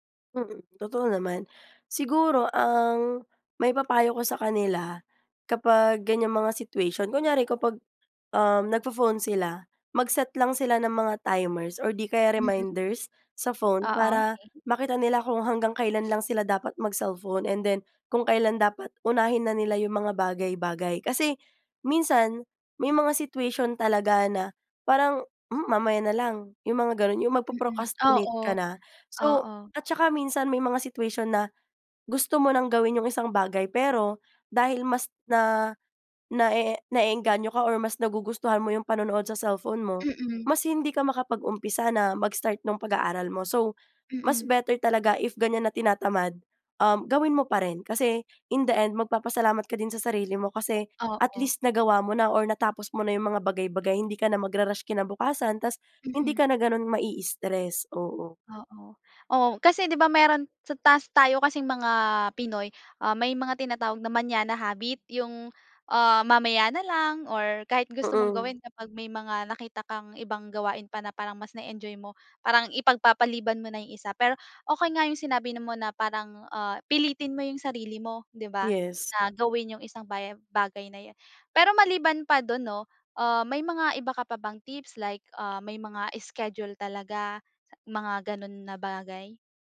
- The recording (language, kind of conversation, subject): Filipino, podcast, Paano mo nilalabanan ang katamaran sa pag-aaral?
- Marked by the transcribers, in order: in English: "situation"; in English: "reminders"; in English: "situation"; in English: "situation"; in English: "mañana habit"; "bagay" said as "bayay"